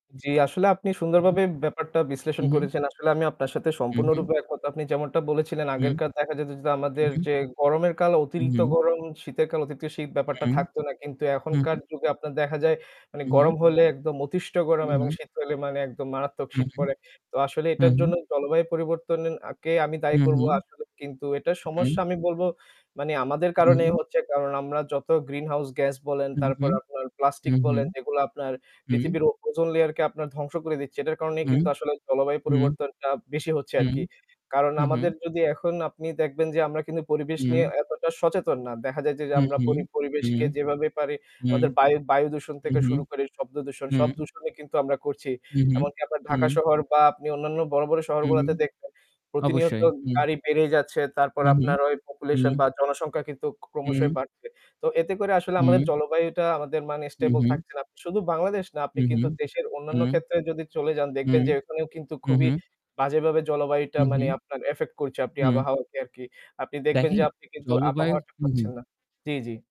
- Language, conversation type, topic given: Bengali, unstructured, আমরা জলবায়ু পরিবর্তনের প্রভাব কীভাবে বুঝতে পারি?
- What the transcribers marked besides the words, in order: static; mechanical hum; "পরিবর্তনের" said as "পরিবর্তনেন"; distorted speech